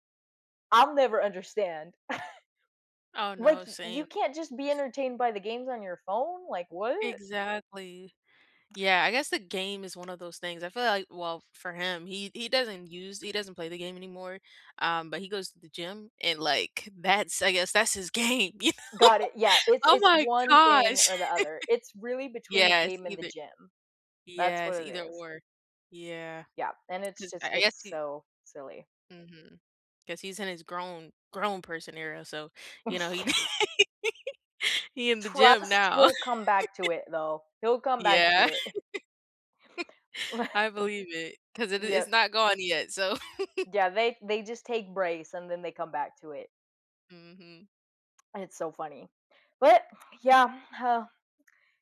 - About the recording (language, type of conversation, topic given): English, unstructured, What simple ways can you build trust and feel heard in your relationship?
- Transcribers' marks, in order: chuckle; chuckle; laughing while speaking: "you know?"; chuckle; laughing while speaking: "Yeah"; chuckle; chuckle